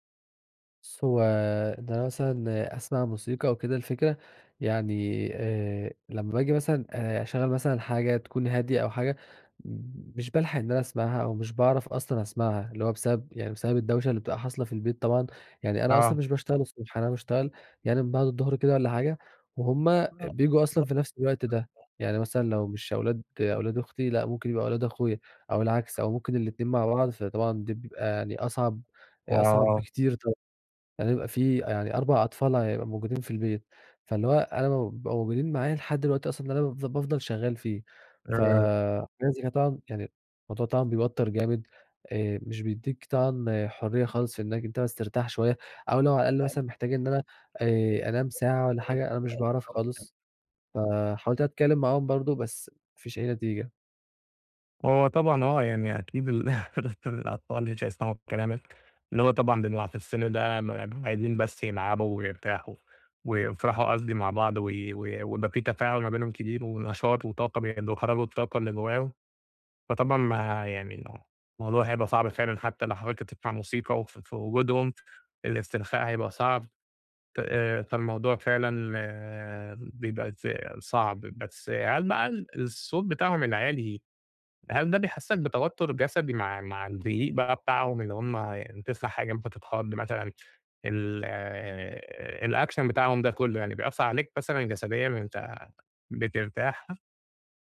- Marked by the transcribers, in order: background speech; tapping; unintelligible speech; laugh; unintelligible speech; other background noise; in English: "الAction"
- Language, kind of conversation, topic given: Arabic, advice, إزاي أقدر أسترخى في البيت مع الدوشة والمشتتات؟